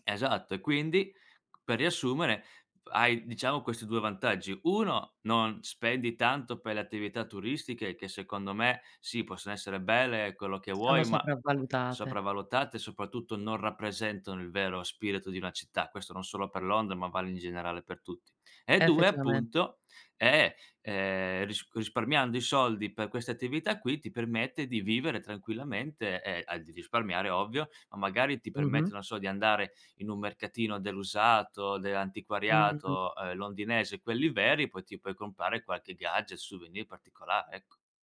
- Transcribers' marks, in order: tapping
- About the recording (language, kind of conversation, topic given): Italian, podcast, Che consiglio daresti per viaggiare con poco budget?